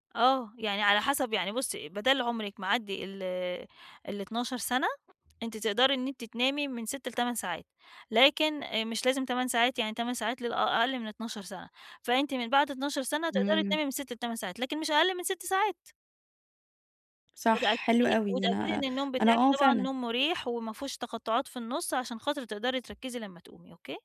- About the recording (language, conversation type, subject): Arabic, advice, إزاي أتحكم في التشتت عشان أفضل مُركّز وقت طويل؟
- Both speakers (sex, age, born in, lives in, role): female, 20-24, Egypt, Egypt, user; female, 40-44, Egypt, Portugal, advisor
- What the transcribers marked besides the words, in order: none